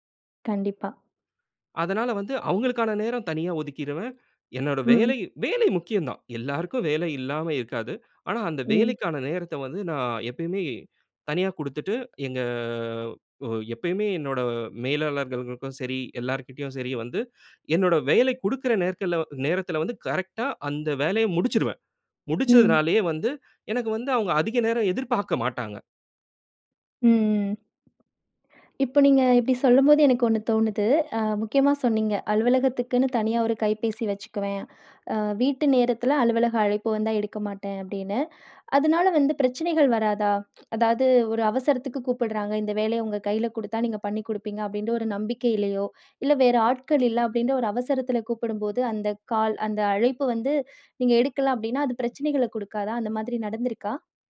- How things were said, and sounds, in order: drawn out: "எங்க"; inhale; breath; inhale; inhale; tsk; other noise; inhale
- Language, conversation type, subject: Tamil, podcast, வேலை-வீட்டு சமநிலையை நீங்கள் எப்படிக் காப்பாற்றுகிறீர்கள்?